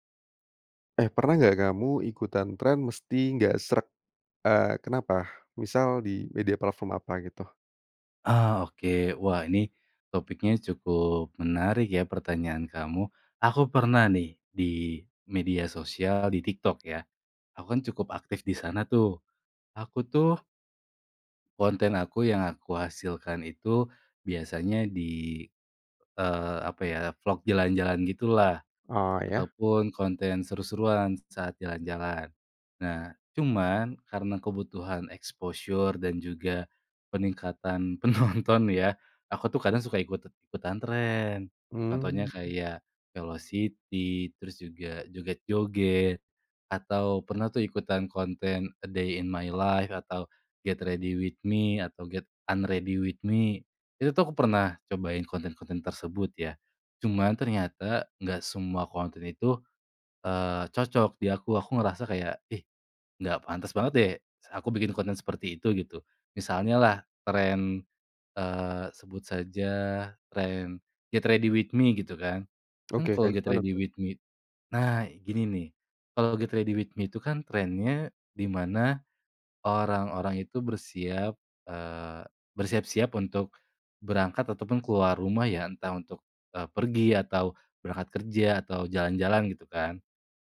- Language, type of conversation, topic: Indonesian, podcast, Pernah nggak kamu ikutan tren meski nggak sreg, kenapa?
- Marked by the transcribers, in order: tapping; in English: "exposure"; laughing while speaking: "penonton"; in English: "a day in my life"; in English: "get ready with me"; in English: "get unready with me"; in English: "get ready with me"; in English: "get ready with me—"; in English: "get ready with me"